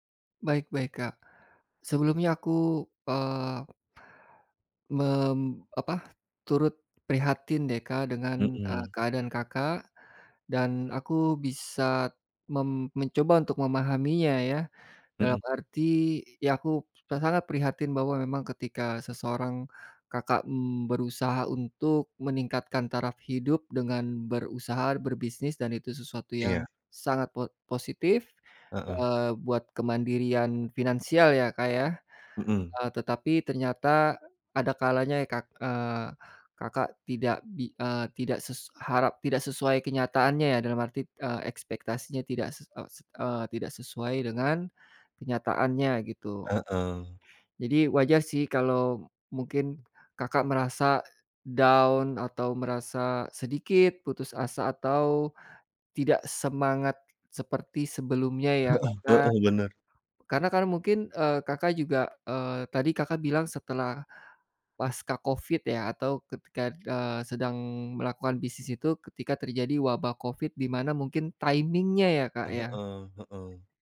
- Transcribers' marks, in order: in English: "down"; in English: "timing-nya"
- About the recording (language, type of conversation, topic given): Indonesian, advice, Bagaimana cara bangkit dari kegagalan sementara tanpa menyerah agar kebiasaan baik tetap berjalan?